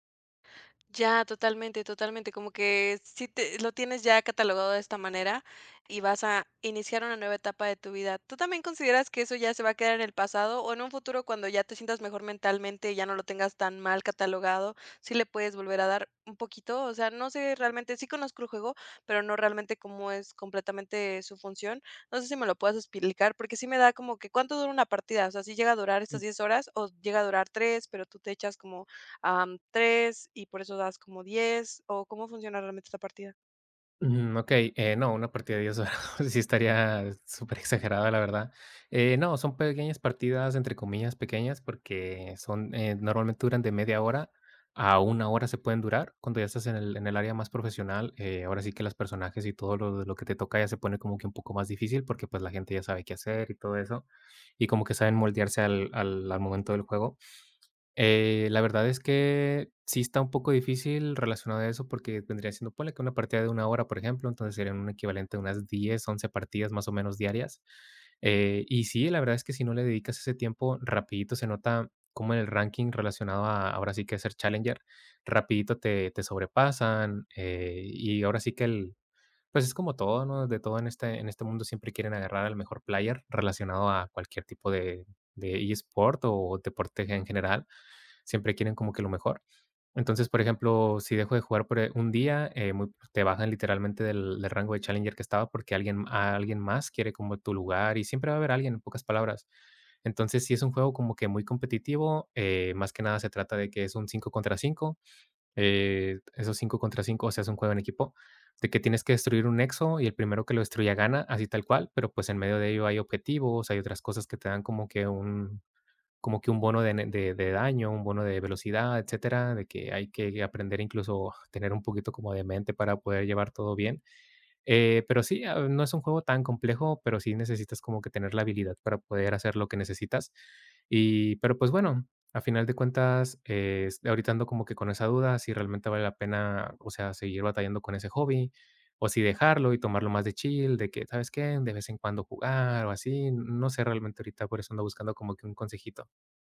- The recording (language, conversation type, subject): Spanish, advice, ¿Cómo puedo manejar la presión de sacrificar mis hobbies o mi salud por las demandas de otras personas?
- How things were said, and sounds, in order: tapping; other noise; laughing while speaking: "horas"; laughing while speaking: "chill"